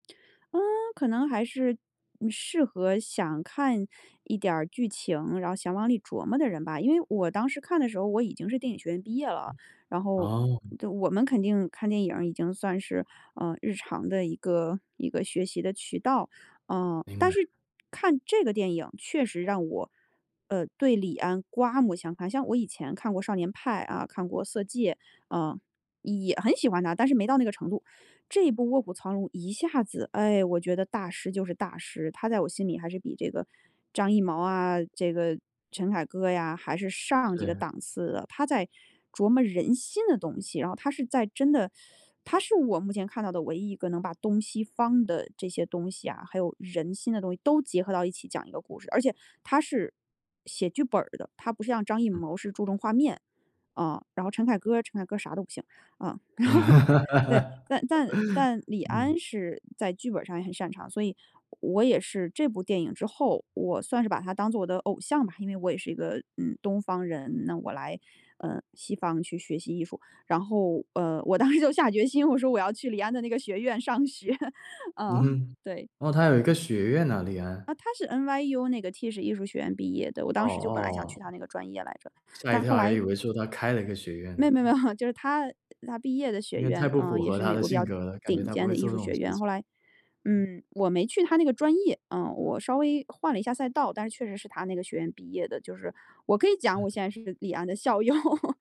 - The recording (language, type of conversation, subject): Chinese, podcast, 哪部电影最启发你？
- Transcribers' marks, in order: other background noise; laughing while speaking: "然后"; laugh; laughing while speaking: "我当时就下决心，我说我要去李安的那个学院上学，嗯"; chuckle; laughing while speaking: "友"; laugh